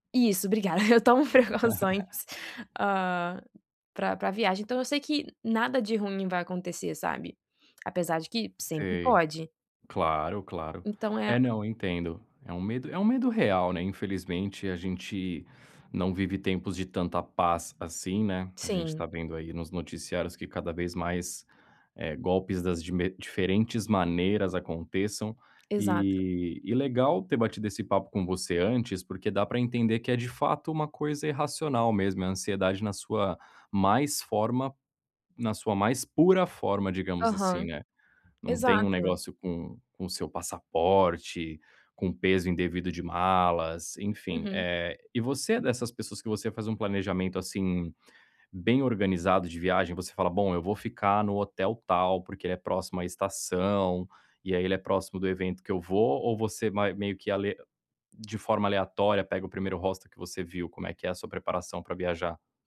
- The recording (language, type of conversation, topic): Portuguese, advice, Como posso lidar com a ansiedade ao explorar lugares novos e desconhecidos?
- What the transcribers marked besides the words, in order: laughing while speaking: "eu tomo preocupações"; chuckle; tapping; other background noise